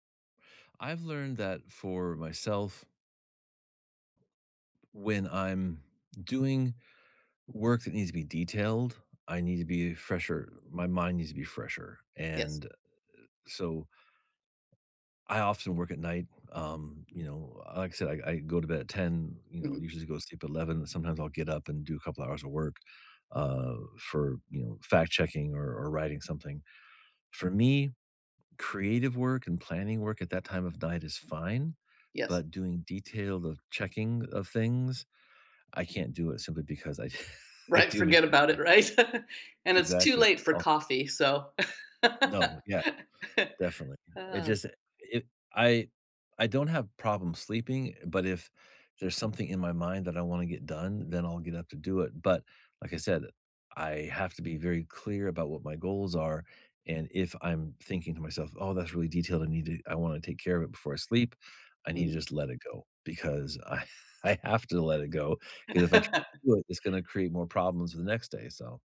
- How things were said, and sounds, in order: laughing while speaking: "I I do make mistakes"; chuckle; chuckle; sigh; laughing while speaking: "I I"; laugh
- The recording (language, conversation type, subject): English, unstructured, What is a lesson you learned from a mistake?
- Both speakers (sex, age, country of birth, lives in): female, 65-69, United States, United States; male, 55-59, United States, United States